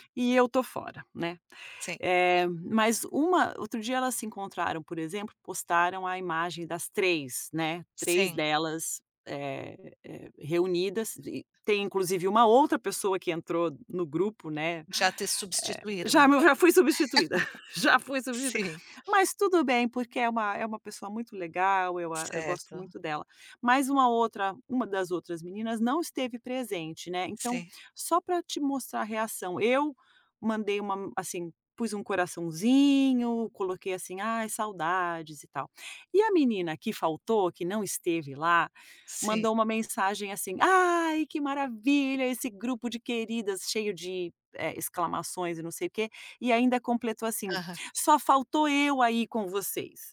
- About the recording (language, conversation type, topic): Portuguese, advice, Como você tem sentido a pressão para manter uma aparência perfeita nas redes sociais?
- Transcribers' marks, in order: laugh